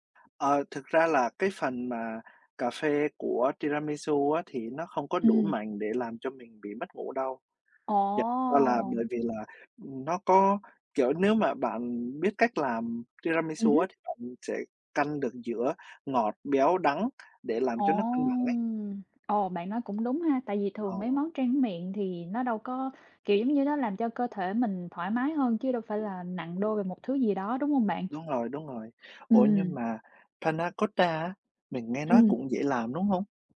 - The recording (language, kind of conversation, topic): Vietnamese, unstructured, Món tráng miệng nào bạn không thể cưỡng lại được?
- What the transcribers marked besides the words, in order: none